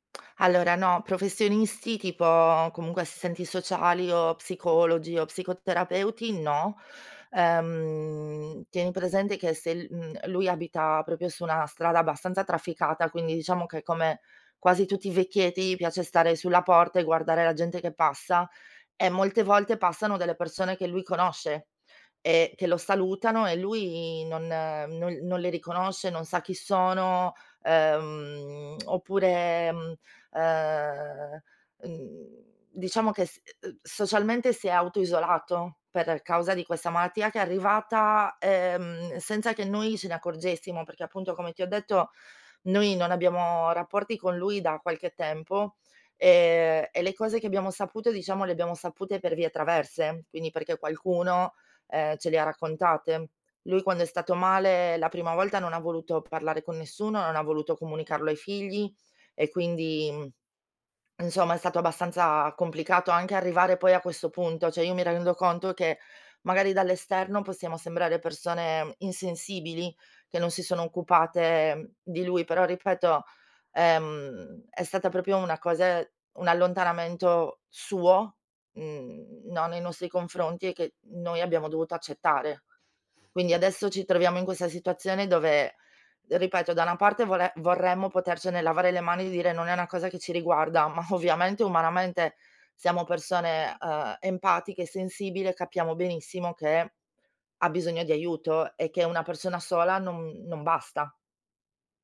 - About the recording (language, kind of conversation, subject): Italian, advice, Come possiamo chiarire e distribuire ruoli e responsabilità nella cura di un familiare malato?
- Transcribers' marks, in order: stressed: "no"; "proprio" said as "propio"; "proprio" said as "propio"; other background noise